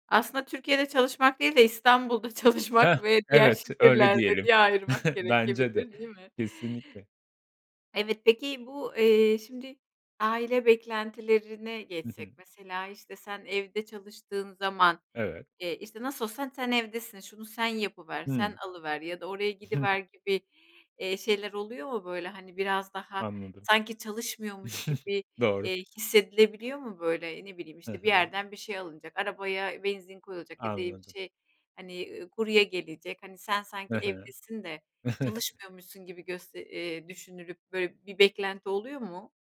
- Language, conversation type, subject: Turkish, podcast, Uzaktan çalışmanın artıları ve eksileri sana göre nelerdir?
- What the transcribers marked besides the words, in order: laughing while speaking: "çalışmak"; other background noise; chuckle; chuckle; chuckle; chuckle